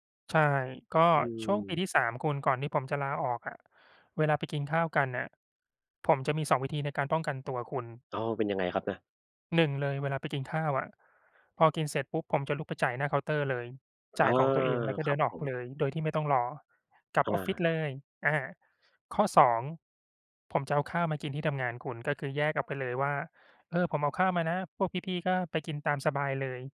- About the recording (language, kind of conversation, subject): Thai, unstructured, คุณเคยเจอเรื่องไม่คาดคิดอะไรในที่ทำงานบ้างไหม?
- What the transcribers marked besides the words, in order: other background noise; tapping